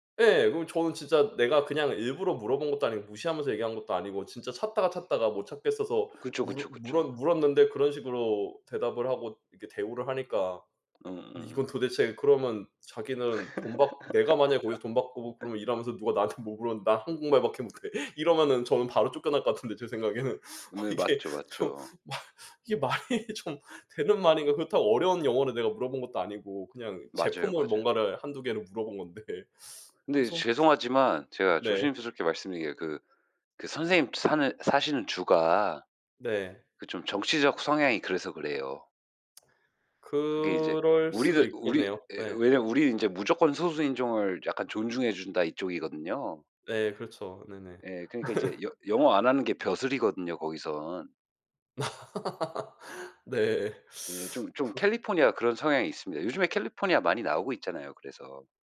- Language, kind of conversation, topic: Korean, unstructured, 문화 차이 때문에 생겼던 재미있는 일이 있나요?
- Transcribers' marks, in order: laugh; laughing while speaking: "나한테"; laughing while speaking: "한국말밖에 못해"; tapping; laughing while speaking: "같은데 제 생각에는. 어 '이게 좀 말 이게 말이 좀 되는 말인가"; teeth sucking; other background noise; lip smack; laugh; laugh; sniff